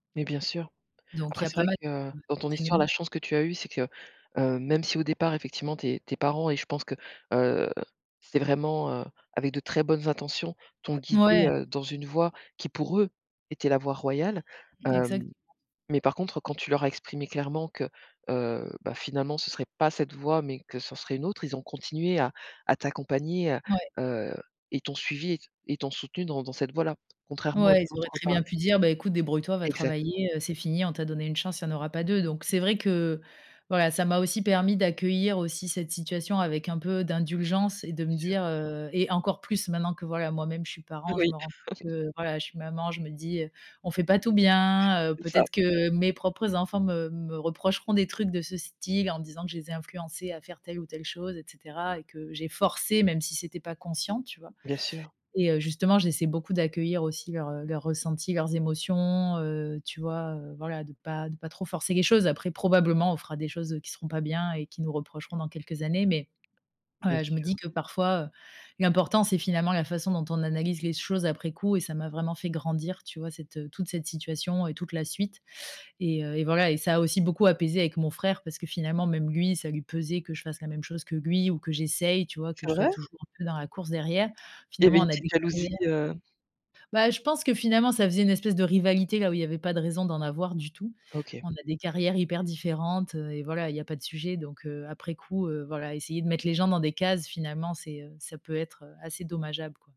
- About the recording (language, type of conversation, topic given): French, podcast, Quand as-tu pris une décision que tu regrettes, et qu’en as-tu tiré ?
- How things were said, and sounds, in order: unintelligible speech; other background noise; chuckle; stressed: "émotions"; stressed: "grandir"; unintelligible speech